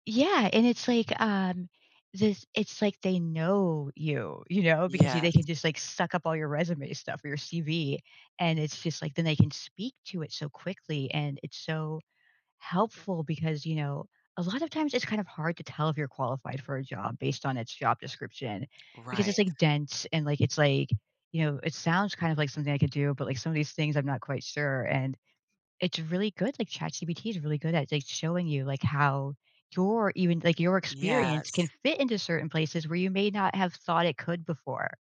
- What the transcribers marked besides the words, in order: tapping
- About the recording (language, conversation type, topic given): English, podcast, How do workplace challenges shape your professional growth and outlook?